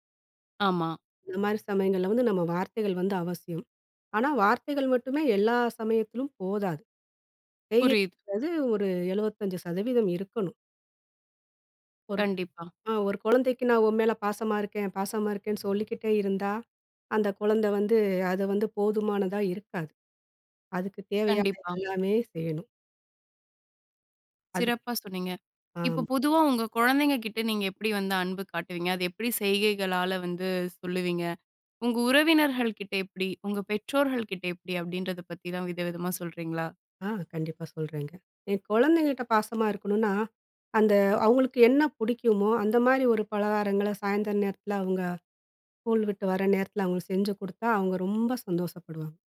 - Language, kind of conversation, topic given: Tamil, podcast, அன்பை வெளிப்படுத்தும்போது சொற்களையா, செய்கைகளையா—எதையே நீங்கள் அதிகம் நம்புவீர்கள்?
- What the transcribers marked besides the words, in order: unintelligible speech